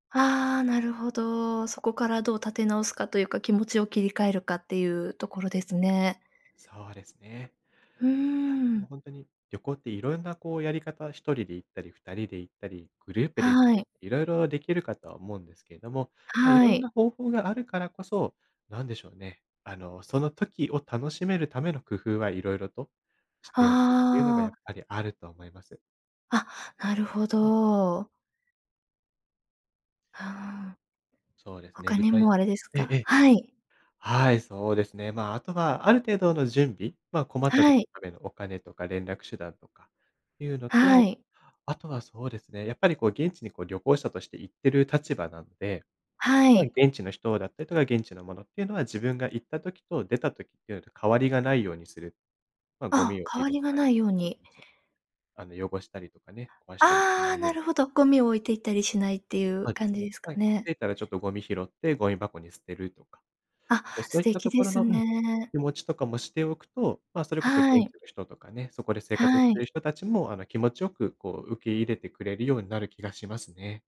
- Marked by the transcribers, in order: unintelligible speech
- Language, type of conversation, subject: Japanese, podcast, 旅行で学んだ大切な教訓は何ですか？